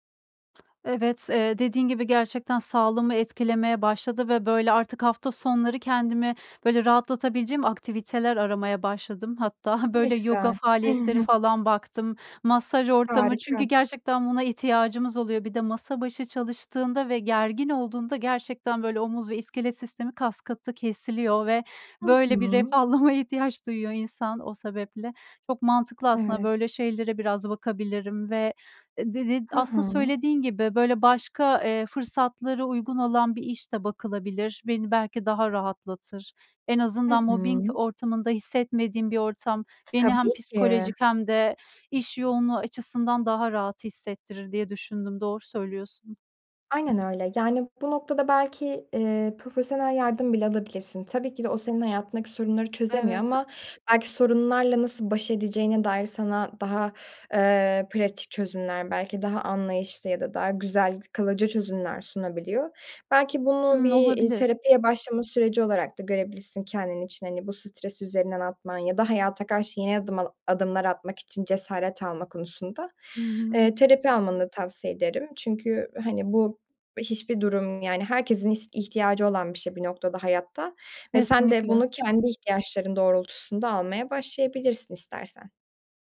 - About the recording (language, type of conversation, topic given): Turkish, advice, Birden fazla görev aynı anda geldiğinde odağım dağılıyorsa önceliklerimi nasıl belirleyebilirim?
- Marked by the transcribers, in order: other background noise; chuckle; "ferahlamaya" said as "refahlamaya"; tapping